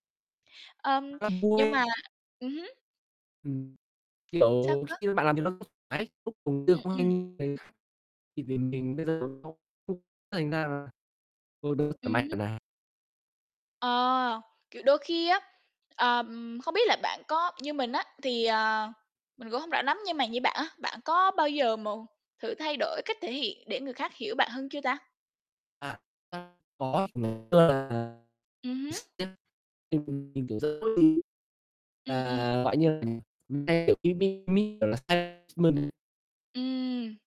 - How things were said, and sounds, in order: distorted speech; tapping; unintelligible speech; unintelligible speech; unintelligible speech; unintelligible speech; unintelligible speech; unintelligible speech; unintelligible speech
- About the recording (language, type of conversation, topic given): Vietnamese, unstructured, Bạn cảm thấy thế nào khi người khác không hiểu cách bạn thể hiện bản thân?
- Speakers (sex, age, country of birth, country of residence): female, 18-19, Vietnam, Vietnam; male, 25-29, Vietnam, Vietnam